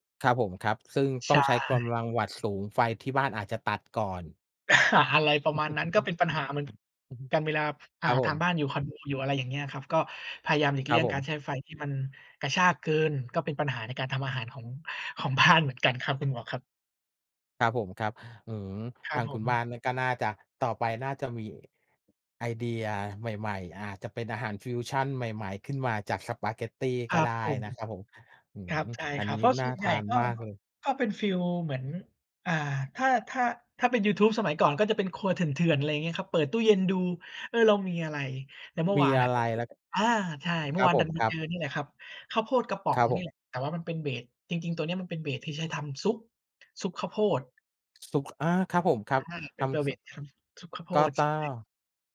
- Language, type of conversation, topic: Thai, unstructured, คุณชอบอาหารประเภทไหนมากที่สุด?
- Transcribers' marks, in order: chuckle; laughing while speaking: "อา"; chuckle; other noise; laughing while speaking: "บ้าน"; unintelligible speech; in English: "เบส"; in English: "เบส"; other background noise; in English: "เบส"